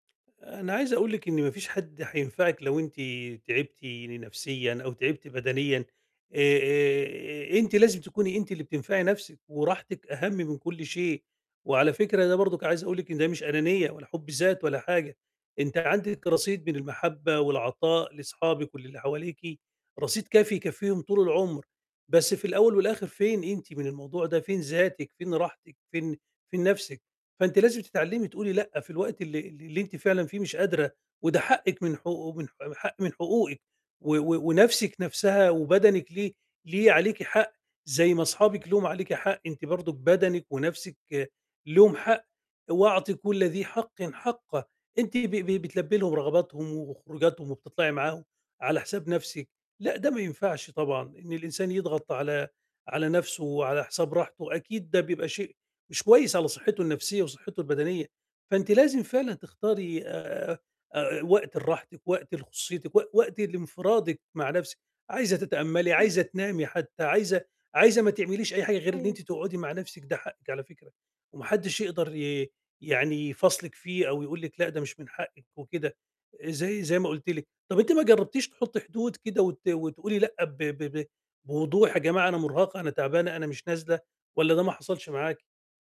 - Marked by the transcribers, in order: none
- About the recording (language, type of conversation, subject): Arabic, advice, إزاي أحط حدود في علاقاتي الاجتماعية وأحافظ على وقت فراغي؟